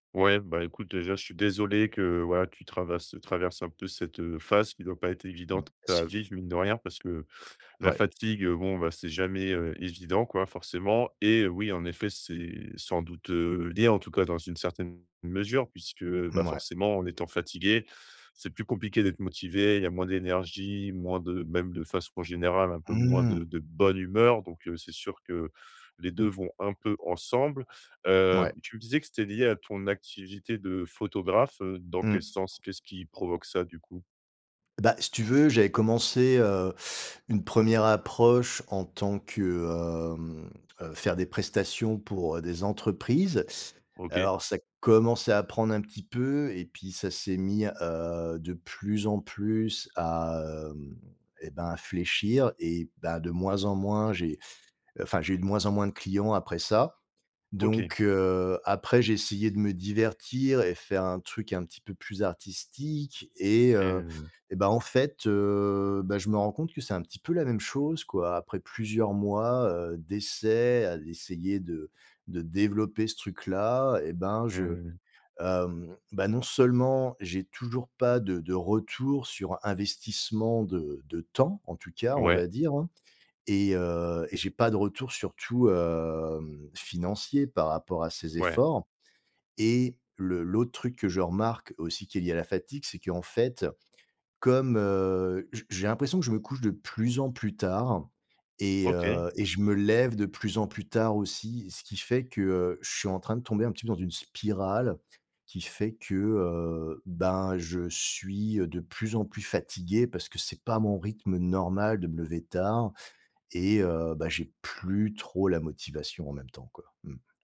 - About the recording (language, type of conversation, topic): French, advice, Comment surmonter la fatigue et la démotivation au quotidien ?
- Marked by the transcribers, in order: unintelligible speech; stressed: "bonne"; drawn out: "hem"